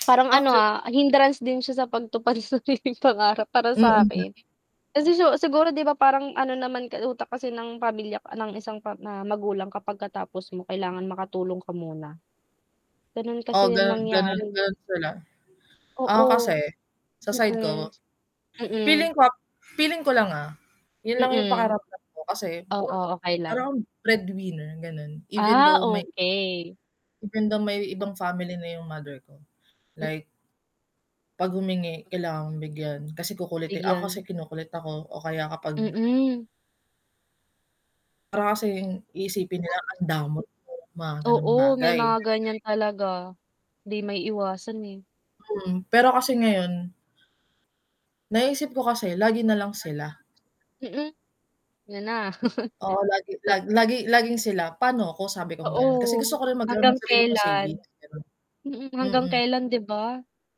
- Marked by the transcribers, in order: static; in English: "hindrance"; laugh; unintelligible speech; unintelligible speech; chuckle
- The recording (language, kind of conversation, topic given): Filipino, unstructured, Paano ka magpapasya sa pagitan ng pagtulong sa pamilya at pagtupad sa sarili mong pangarap?